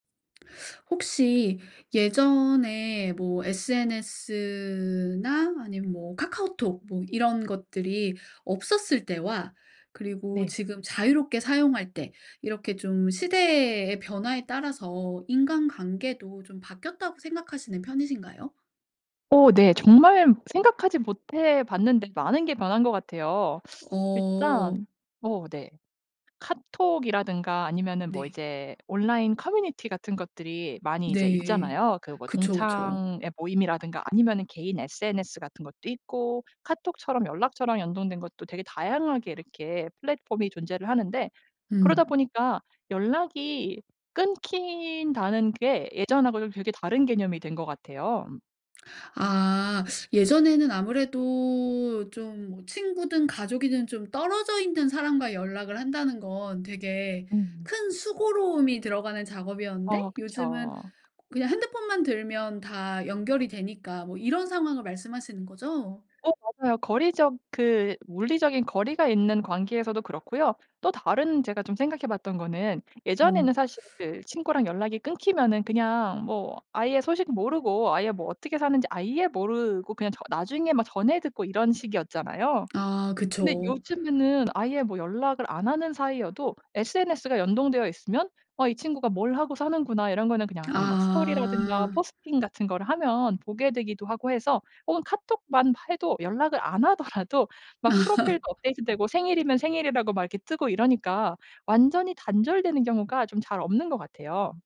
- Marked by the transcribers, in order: other background noise; tapping; laugh
- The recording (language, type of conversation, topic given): Korean, podcast, 기술의 발달로 인간관계가 어떻게 달라졌나요?